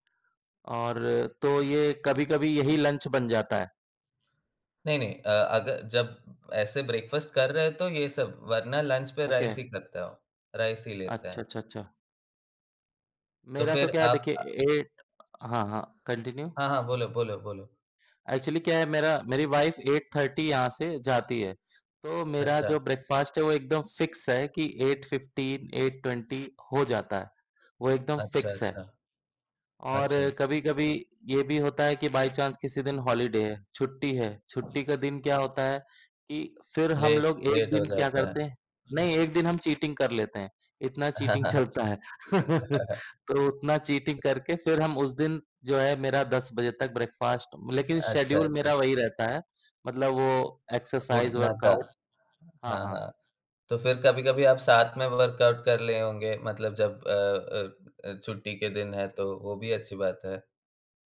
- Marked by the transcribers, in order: tapping; in English: "लंच"; in English: "ब्रेकफ़ास्ट"; in English: "लंच"; in English: "राइस"; in English: "ओके"; in English: "राइस"; in English: "ऐट"; in English: "कंटिन्यू। एक्चुअली"; in English: "वाइफ़ ऐट थर्टी"; in English: "ब्रेकफ़ास्ट"; in English: "फ़िक्स"; in English: "ऐट फिफ्टीन ऐट ट्वेंटी"; in English: "फ़िक्स"; in English: "बाय चांस"; other background noise; in English: "हॉलिडे"; in English: "ले लेट"; in English: "चीटिंग"; in English: "चीटिंग"; laughing while speaking: "चलता है"; laugh; other noise; chuckle; in English: "चीटिंग"; in English: "ब्रेकफ़ास्ट"; in English: "शेड्यूल"; in English: "एक्सर्साइज़ वर्काउट"; in English: "वर्कआउट"
- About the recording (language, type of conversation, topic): Hindi, unstructured, आप अपने दिन की शुरुआत कैसे करते हैं?